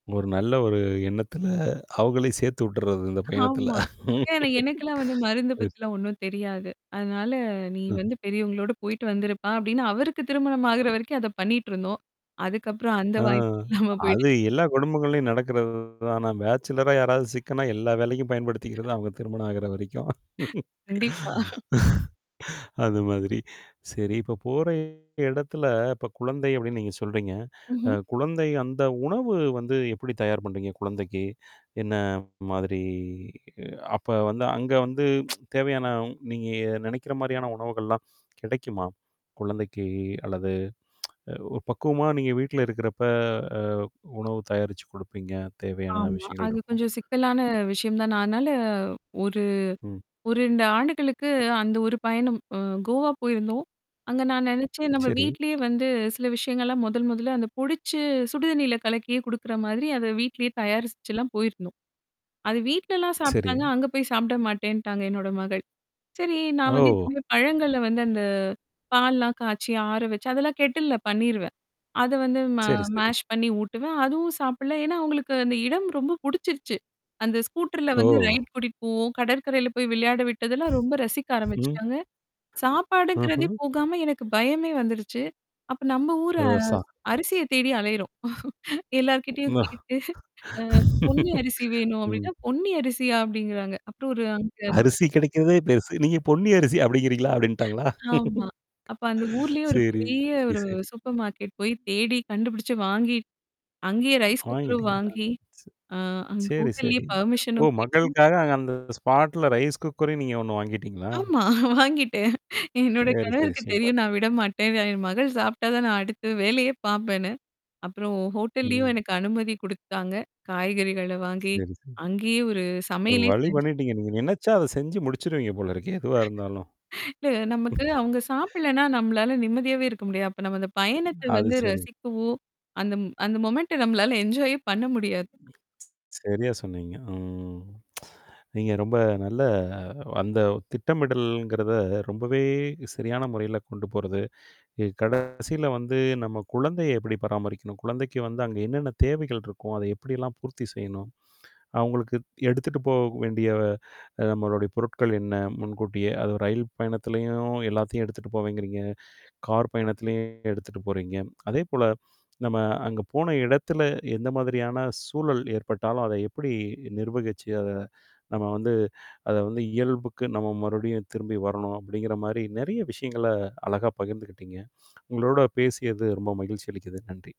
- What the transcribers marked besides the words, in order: laughing while speaking: "ஆமா"; chuckle; tapping; static; laughing while speaking: "இல்லாம போயிடுச்சு"; distorted speech; in English: "பேச்சுலரா"; other noise; mechanical hum; laughing while speaking: "கண்டிப்பா"; laugh; drawn out: "மாதிரி"; tsk; tsk; unintelligible speech; in English: "கெட்டில்ல"; in English: "மேஷ்"; in English: "ரைட்"; laughing while speaking: "எல்லார்கிட்டயும் கேட்டு"; unintelligible speech; laugh; laughing while speaking: "அரிசி கிடைக்குறதே பெருசு. நீங்க பொன்னி அரிசி அப்பிடிங்கறீங்களா? அப்பிடின்டாங்களா?"; in English: "சூப்பர் மார்கெட்"; in English: "ரைஸ் குக்கரும்"; in English: "ஹோட்டல்லயே பெர்மிஷனும்"; in English: "ஸ்பாட்ல, ரைஸ் குக்கரே"; other background noise; laughing while speaking: "ஆமா. வாங்கிட்டேன். என்னோட கணவருக்கு தெரியும் … அடுத்த வேலையே பார்ப்பேன்னு"; chuckle; laughing while speaking: "இல்ல"; chuckle; in English: "மொமெண்ட்ட"; in English: "என்ஜாயே"; lip smack
- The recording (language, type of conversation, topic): Tamil, podcast, குடும்பத்துடன் ஆரோக்கியமாக ஒரு வெளியுலா நாளை எப்படி திட்டமிடலாம்?